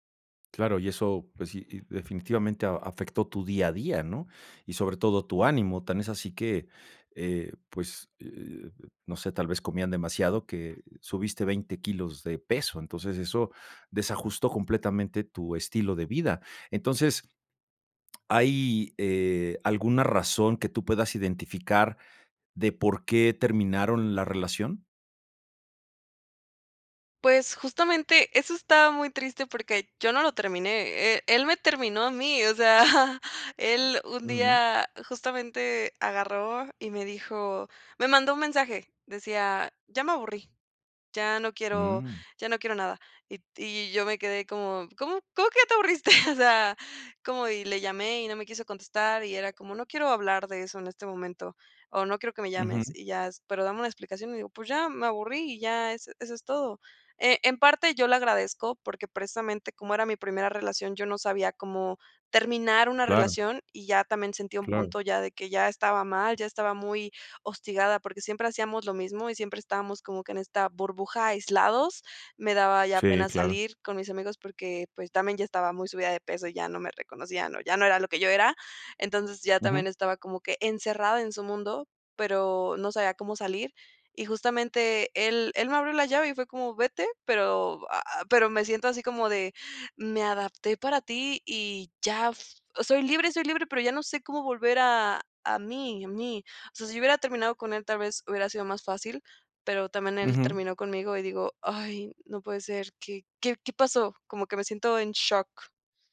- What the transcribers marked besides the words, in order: laughing while speaking: "sea"; laughing while speaking: "aburriste?"
- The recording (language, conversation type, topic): Spanish, advice, ¿Cómo te has sentido al notar que has perdido tu identidad después de una ruptura o al iniciar una nueva relación?